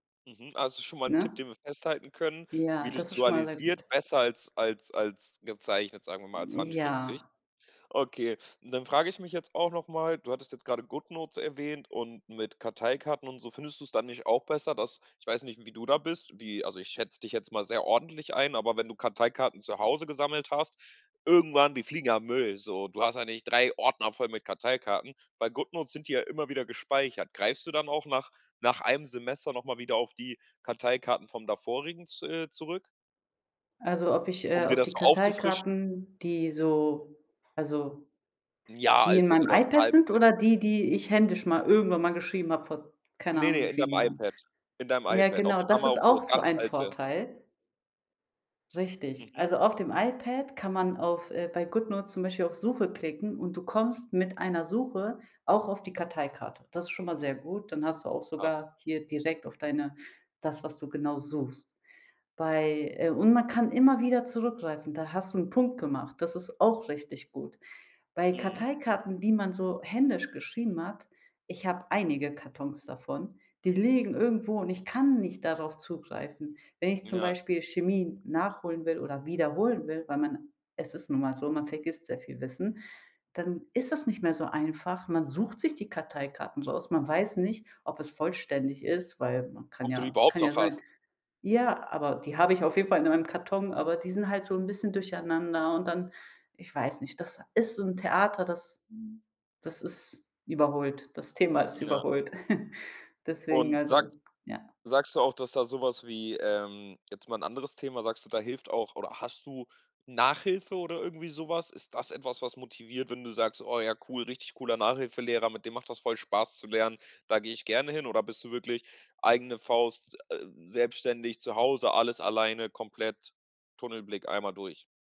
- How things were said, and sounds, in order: "visualisiert" said as "vilusualisiert"; put-on voice: "Ordner voll"; "vorherigen" said as "davorigen"; stressed: "auch"; stressed: "kann"; other background noise; chuckle; stressed: "Nachhilfe"
- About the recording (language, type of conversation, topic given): German, podcast, Wie motivierst du dich beim Lernen, ganz ehrlich?